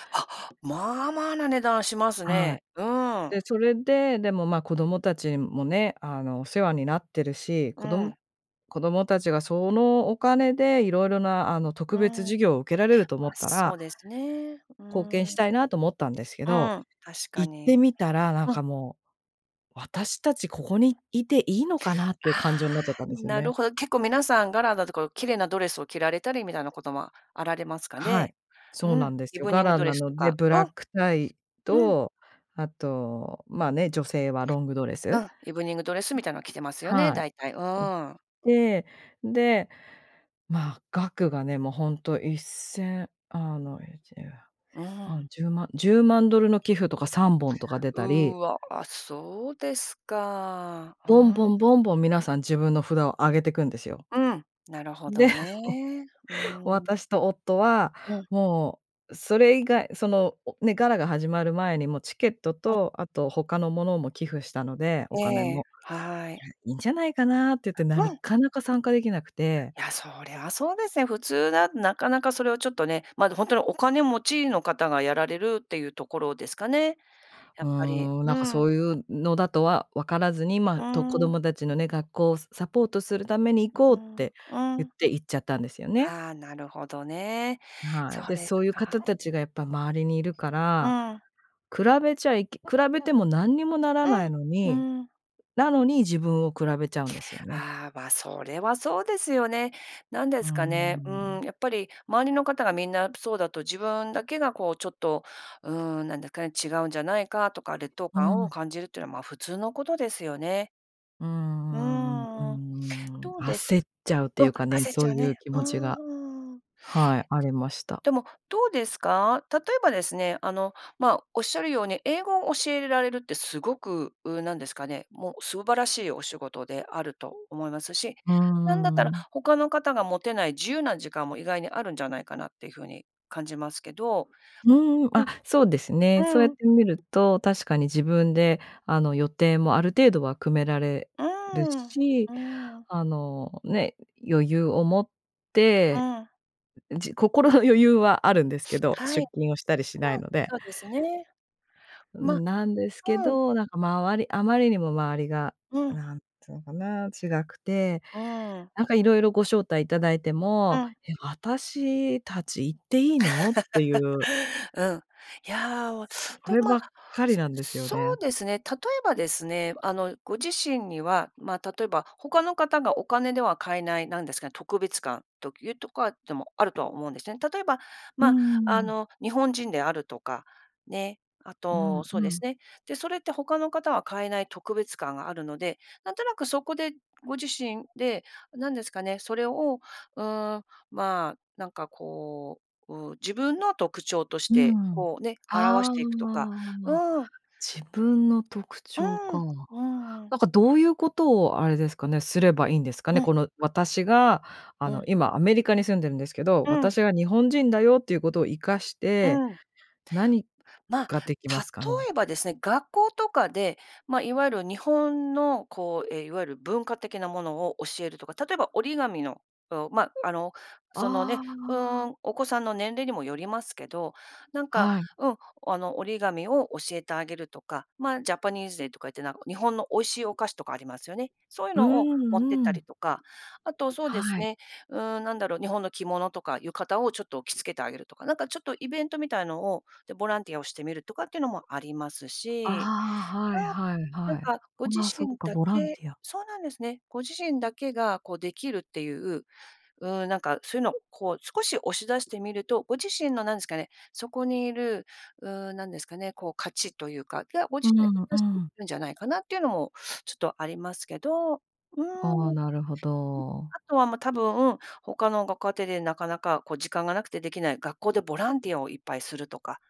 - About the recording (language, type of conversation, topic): Japanese, advice, 友人と生活を比べられて焦る気持ちをどう整理すればいいですか？
- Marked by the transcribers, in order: surprised: "あ、まあまあな値段しますね、うーん"; other noise; laughing while speaking: "で"; tapping; laugh; other background noise